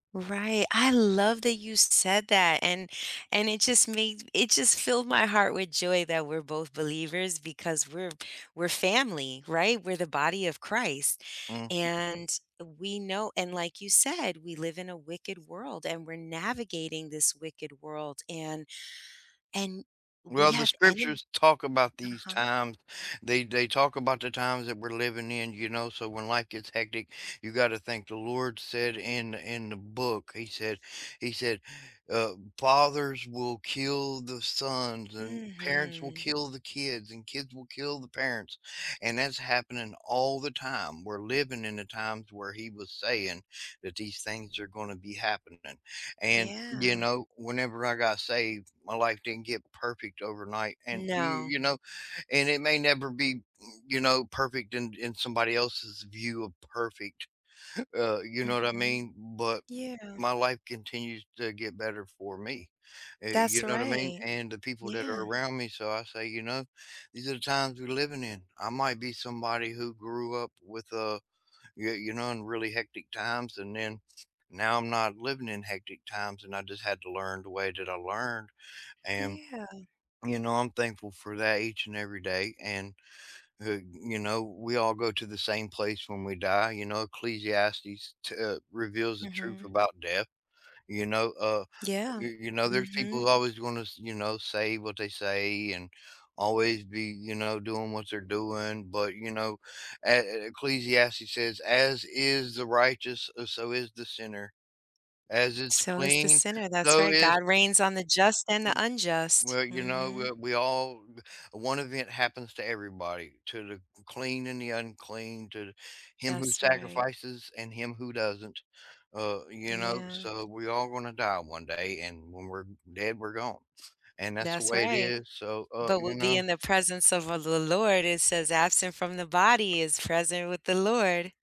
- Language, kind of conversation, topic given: English, unstructured, When life gets hectic, which core value guides your choices and keeps you grounded?
- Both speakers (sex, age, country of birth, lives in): female, 50-54, United States, United States; male, 40-44, United States, United States
- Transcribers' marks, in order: tapping; other background noise; chuckle